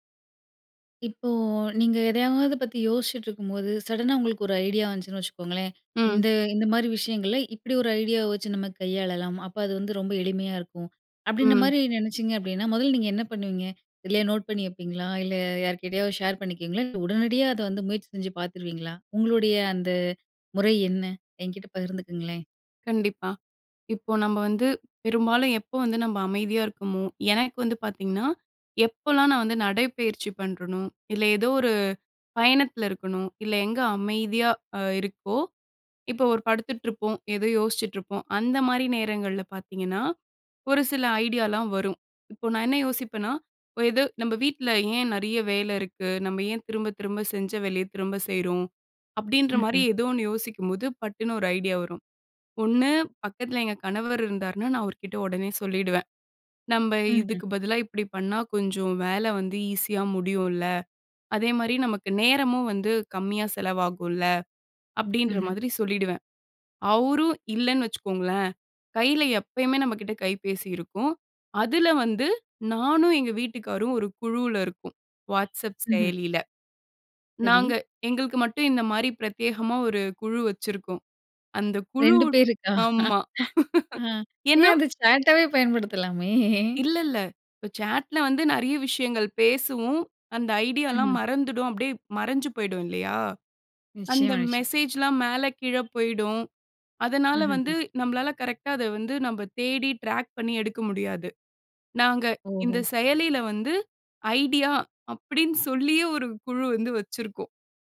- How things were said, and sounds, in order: in English: "சடனா"; "வீட்டுக்காரரும்" said as "வீட்டுக்காரும்"; laughing while speaking: "ரெண்டு பேருக்கா? அ. ஏன் அத சாட்டாவே பயன்படுத்தலாமே!"; laugh; in English: "சாட்டாவே"; in English: "ட்ராக்"; laughing while speaking: "சொல்லியே ஒரு குழு வந்து"
- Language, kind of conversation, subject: Tamil, podcast, ஒரு புதிய யோசனை மனதில் தோன்றினால் முதலில் நீங்கள் என்ன செய்வீர்கள்?